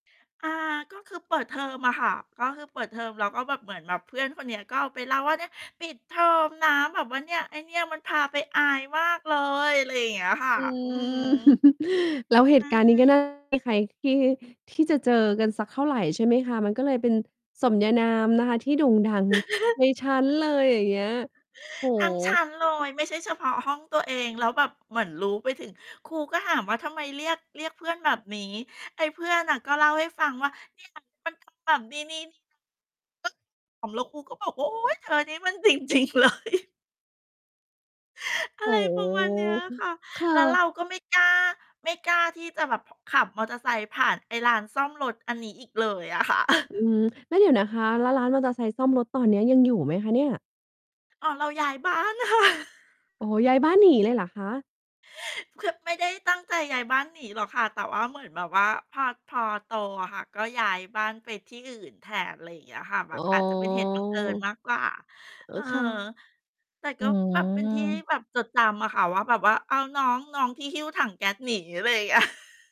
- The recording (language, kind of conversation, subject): Thai, podcast, มีประสบการณ์อะไรที่พอนึกถึงแล้วยังยิ้มได้เสมอไหม?
- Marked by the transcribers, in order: chuckle; other background noise; unintelligible speech; laugh; distorted speech; laughing while speaking: "จริง ๆ เลย"; chuckle; chuckle; chuckle; laughing while speaking: "ค่ะ"; chuckle; drawn out: "อ๋อ"; tapping; laughing while speaking: "เงี้ย"; chuckle